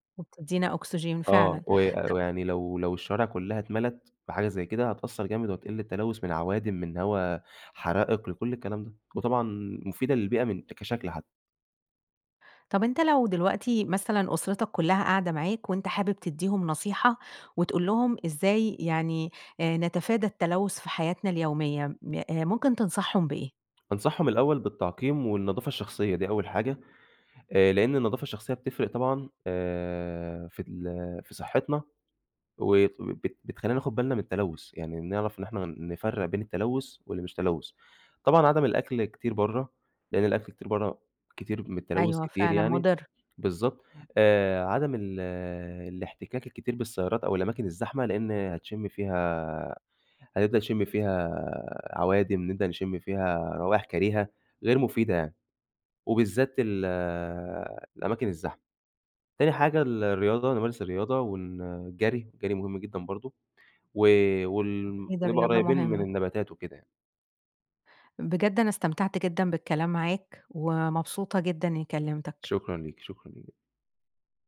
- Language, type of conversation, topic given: Arabic, podcast, إزاي التلوث بيأثر على صحتنا كل يوم؟
- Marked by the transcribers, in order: tapping; other noise